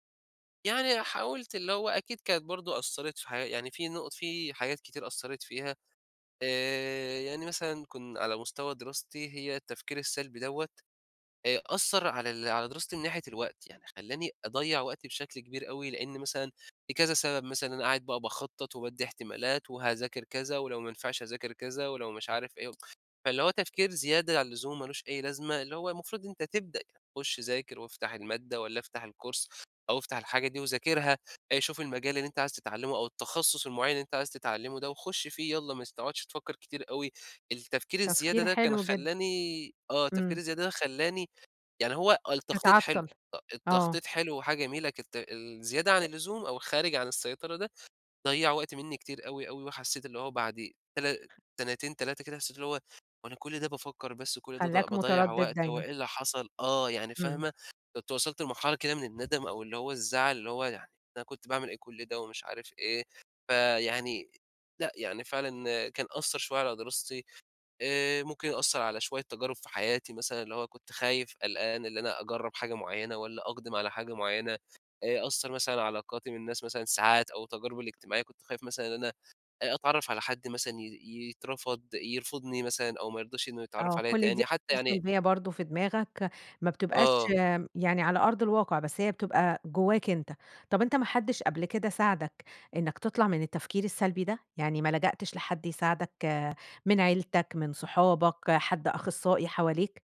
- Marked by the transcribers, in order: tsk; in English: "الكورس"; unintelligible speech
- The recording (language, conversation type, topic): Arabic, podcast, كيف بتتعامل مع التفكير السلبي المتكرر؟